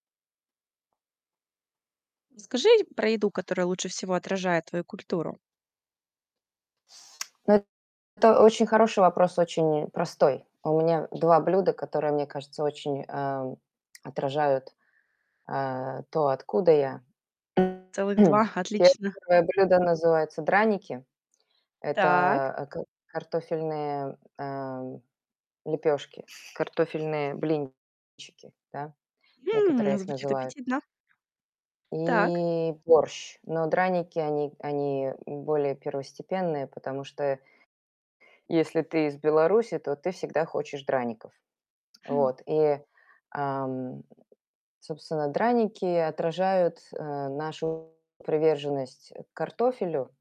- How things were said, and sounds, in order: static; tapping; distorted speech; throat clearing; other background noise; chuckle
- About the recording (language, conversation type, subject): Russian, podcast, Какое блюдо лучше всего отражает вашу культуру?